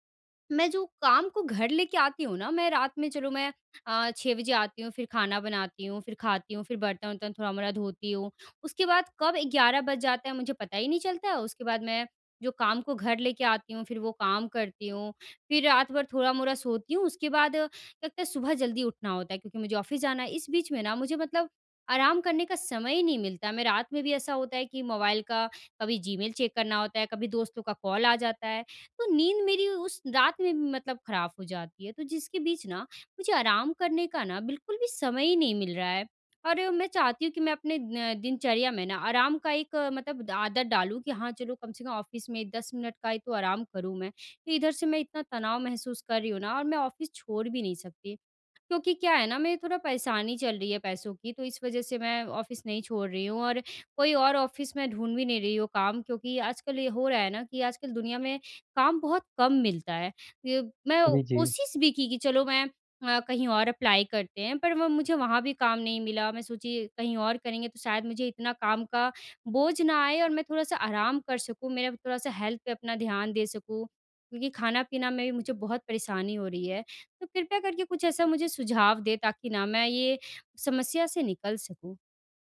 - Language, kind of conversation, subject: Hindi, advice, मैं रोज़ाना आराम के लिए समय कैसे निकालूँ और इसे आदत कैसे बनाऊँ?
- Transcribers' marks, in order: in English: "ऑफ़िस"; in English: "चेक"; in English: "कॉल"; "खराब" said as "खराफ़"; in English: "ऑफ़िस"; in English: "ऑफ़िस"; in English: "ऑफ़िस"; in English: "ऑफ़िस"; in English: "अप्लाई"; in English: "हेल्थ"